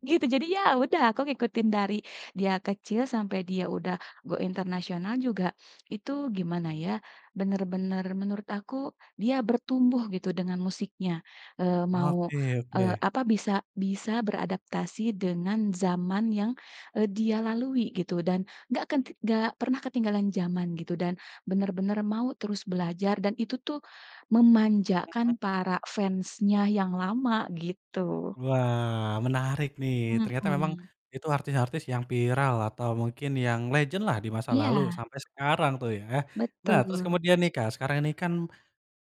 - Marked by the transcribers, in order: in English: "go international"; in English: "legend-lah"
- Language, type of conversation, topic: Indonesian, podcast, Bagaimana layanan streaming memengaruhi cara kamu menemukan musik baru?